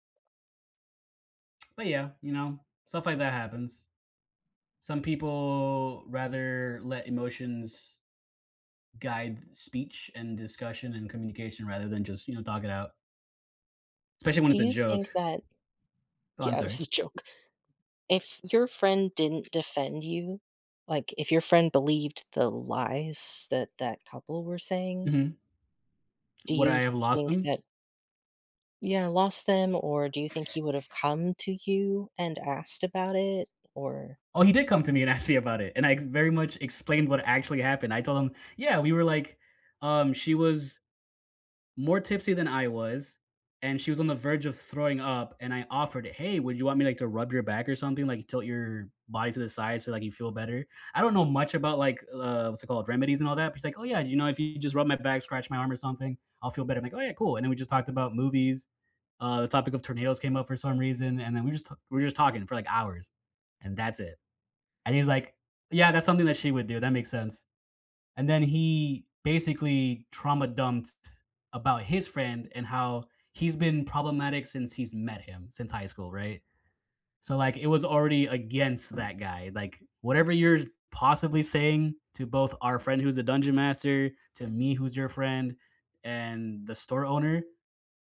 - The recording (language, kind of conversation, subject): English, unstructured, What worries you most about losing a close friendship because of a misunderstanding?
- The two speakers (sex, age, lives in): male, 30-34, United States; male, 35-39, United States
- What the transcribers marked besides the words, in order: drawn out: "people"; other background noise; laughing while speaking: "asked"; tapping